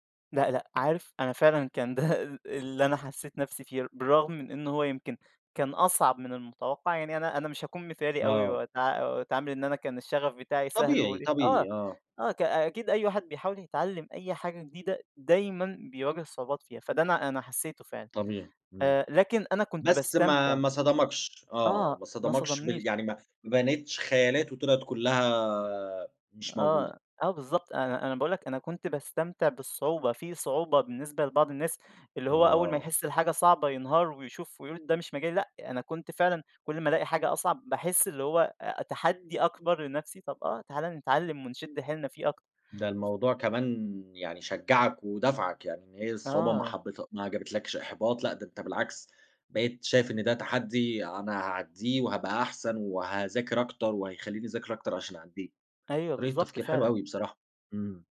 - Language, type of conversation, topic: Arabic, podcast, إزاي اكتشفت الشغف اللي بتحبه بجد؟
- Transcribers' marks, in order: tapping